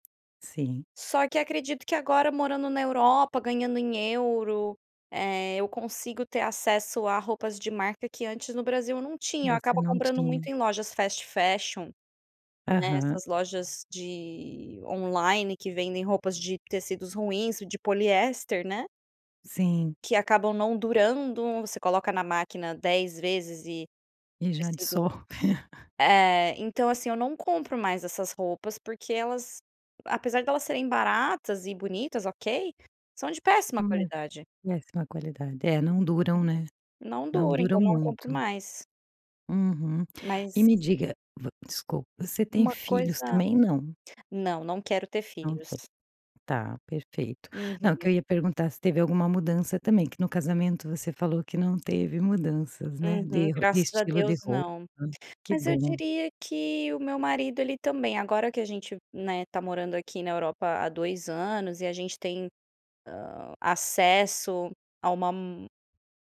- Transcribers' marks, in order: in English: "fast fashion"; laughing while speaking: "dissolve"; laugh
- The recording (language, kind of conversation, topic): Portuguese, podcast, O que seu guarda-roupa diz sobre você?